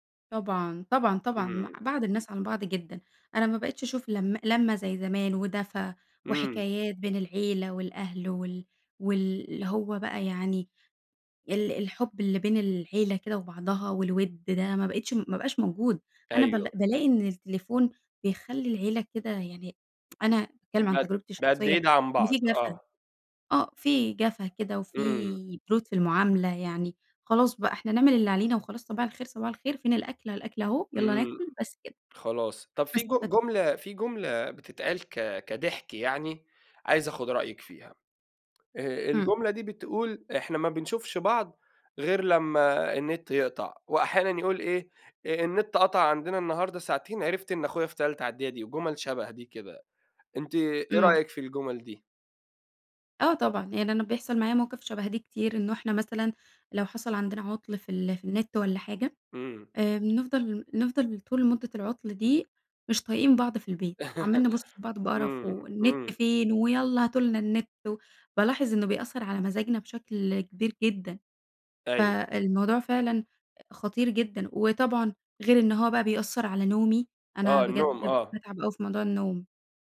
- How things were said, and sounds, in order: tsk; unintelligible speech; laugh
- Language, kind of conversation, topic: Arabic, podcast, إزاي الموبايل بيأثر على يومك؟